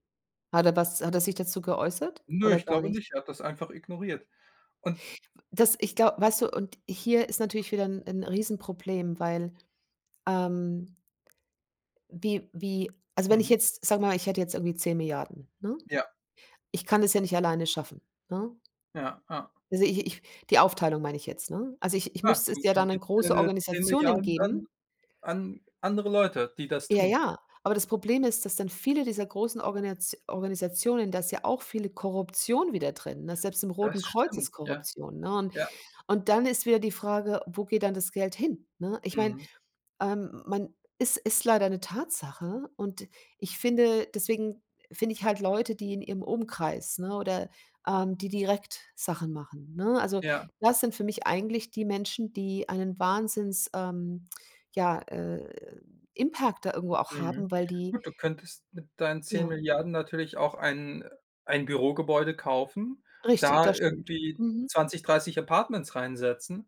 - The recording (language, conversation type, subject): German, unstructured, Wie wichtig sind Feiertage in deiner Kultur?
- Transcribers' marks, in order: other background noise; in English: "Impact"